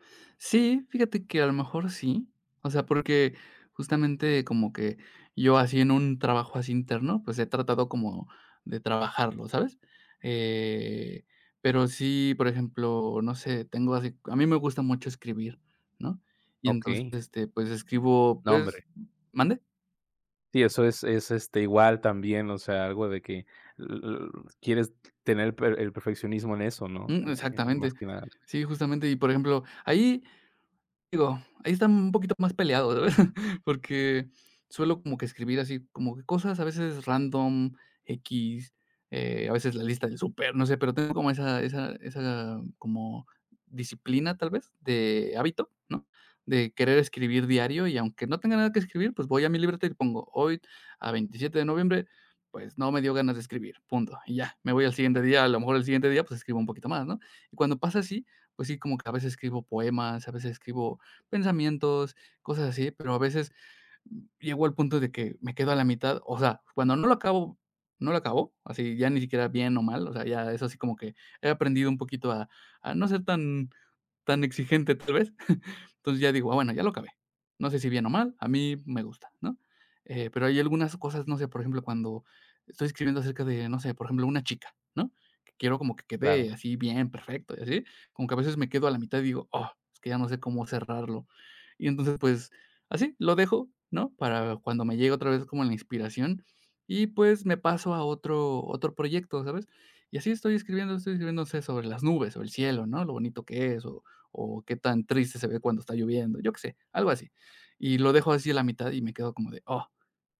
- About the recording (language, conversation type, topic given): Spanish, advice, ¿Cómo puedo superar la parálisis por perfeccionismo que me impide avanzar con mis ideas?
- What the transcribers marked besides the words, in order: other background noise; laugh; chuckle